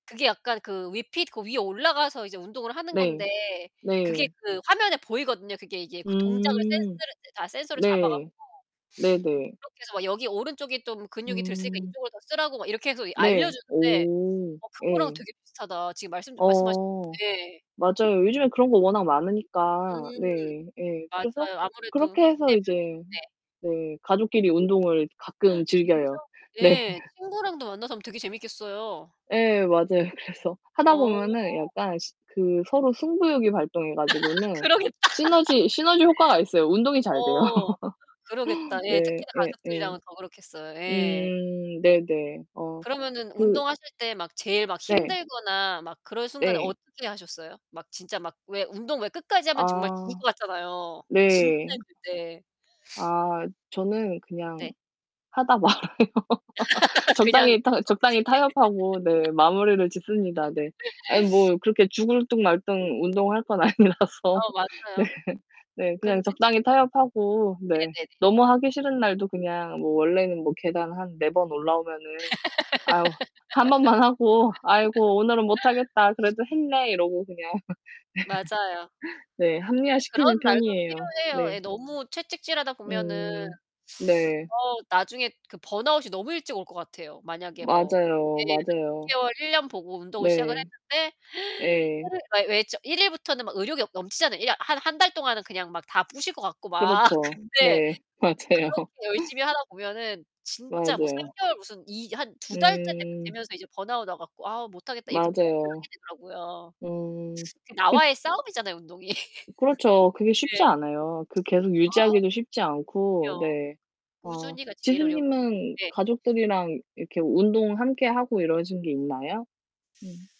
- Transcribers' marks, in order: other background noise; distorted speech; sniff; gasp; laughing while speaking: "네"; laughing while speaking: "맞아요. 그래서"; laugh; laughing while speaking: "그러겠다"; laugh; laugh; tapping; sniff; laughing while speaking: "말아요"; laugh; laugh; laughing while speaking: "아니라서. 네"; laugh; laugh; laughing while speaking: "네"; gasp; unintelligible speech; laughing while speaking: "막 근데"; laughing while speaking: "맞아요"; laugh
- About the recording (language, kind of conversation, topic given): Korean, unstructured, 평소에 운동을 자주 하시나요, 그리고 어떤 운동을 좋아하시나요?